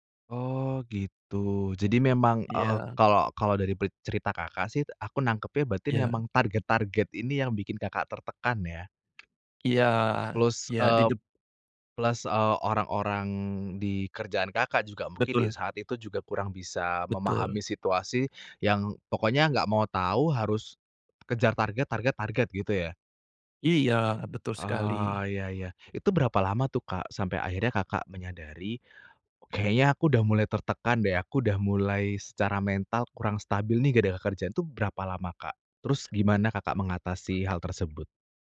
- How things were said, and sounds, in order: other background noise
- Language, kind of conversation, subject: Indonesian, podcast, Bagaimana cara menyeimbangkan pekerjaan dan kehidupan pribadi?